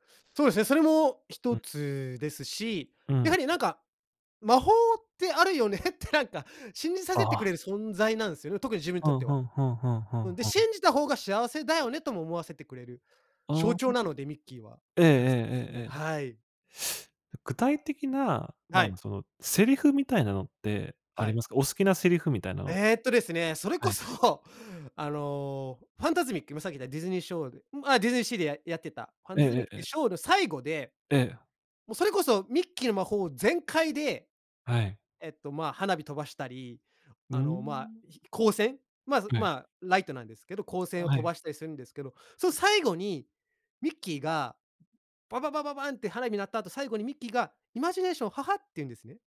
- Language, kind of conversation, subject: Japanese, podcast, 好きなキャラクターの魅力を教えてくれますか？
- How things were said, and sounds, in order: laughing while speaking: "あるよねって、なんか"; other noise; other background noise; laughing while speaking: "それこそ"; tapping